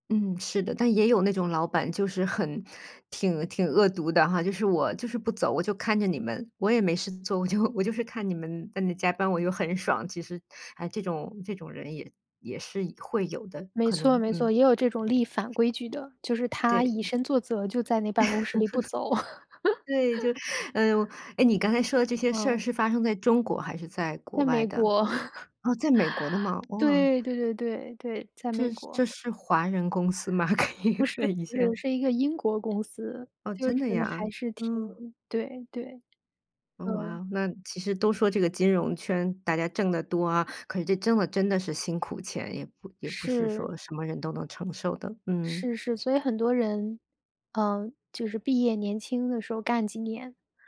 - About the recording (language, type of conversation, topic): Chinese, podcast, 在工作中如何识别过劳的早期迹象？
- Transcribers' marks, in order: other background noise; laugh; laugh; laugh; laugh; laughing while speaking: "可以"; tapping